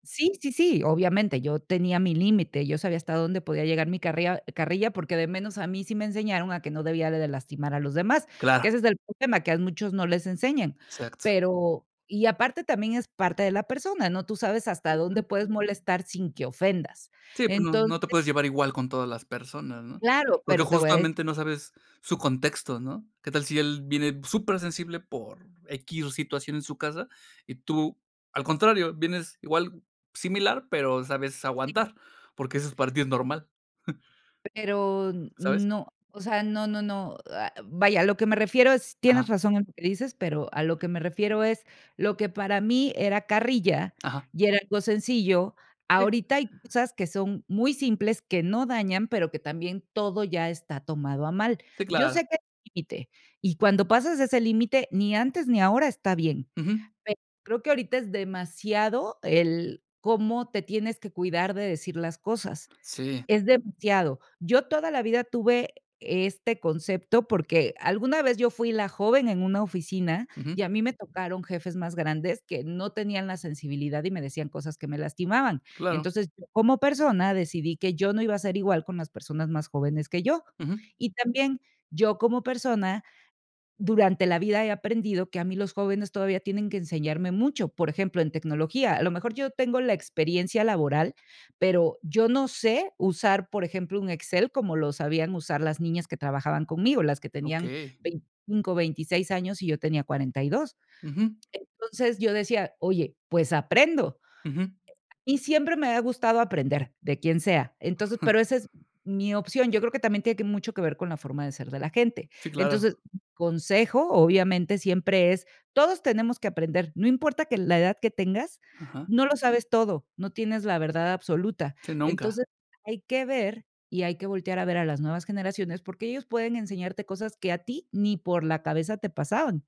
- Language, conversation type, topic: Spanish, podcast, ¿Qué consejos darías para llevarse bien entre generaciones?
- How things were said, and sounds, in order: other background noise; chuckle; chuckle